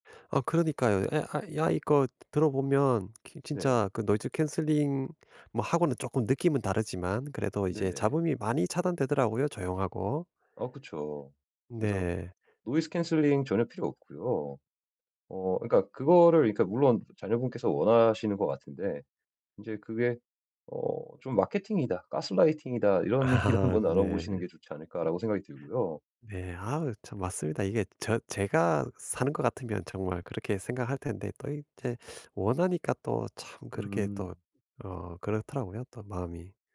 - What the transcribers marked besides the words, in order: laughing while speaking: "얘기를"; laughing while speaking: "아"; other background noise
- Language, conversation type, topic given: Korean, advice, 예산이 제한된 상황에서 어떻게 하면 가장 좋은 선택을 할 수 있나요?